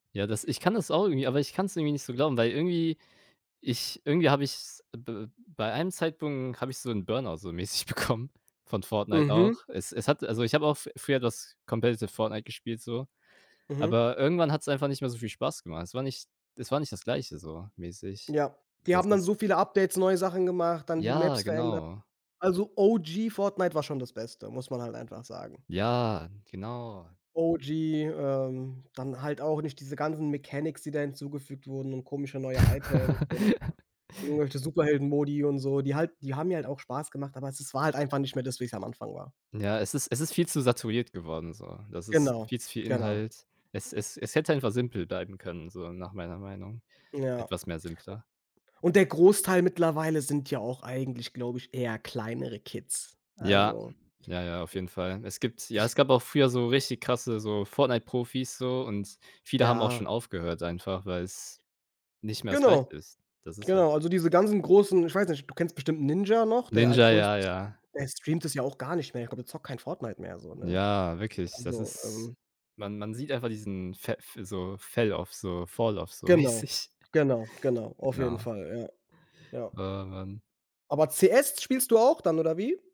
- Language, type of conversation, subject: German, unstructured, Welches Hobby macht dich am glücklichsten?
- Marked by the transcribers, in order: other background noise; laughing while speaking: "bekommen"; in English: "competitive"; drawn out: "Ja"; in English: "Mechanics"; in English: "Items"; chuckle; in English: "Fell off"; in English: "Fall off"; laughing while speaking: "mäßig"; chuckle